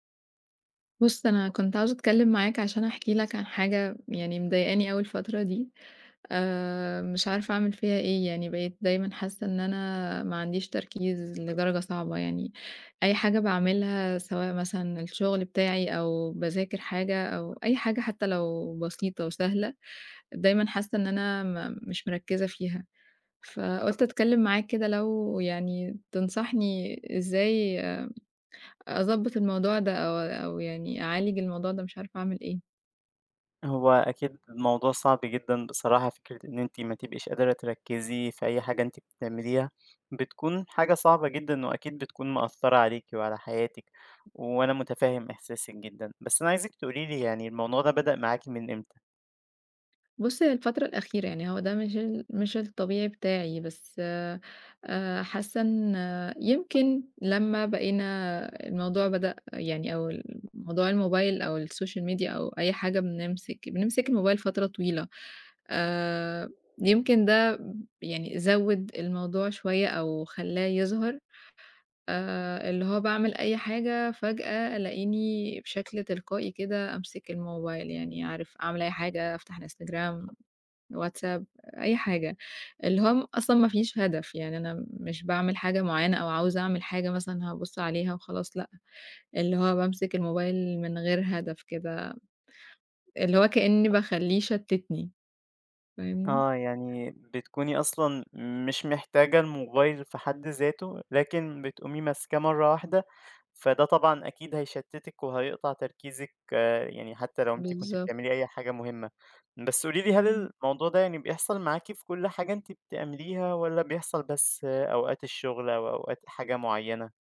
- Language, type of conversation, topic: Arabic, advice, إزاي الموبايل والسوشيال ميديا بيشتتوك وبيأثروا على تركيزك؟
- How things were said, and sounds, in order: other background noise; tapping; in English: "الsocial media"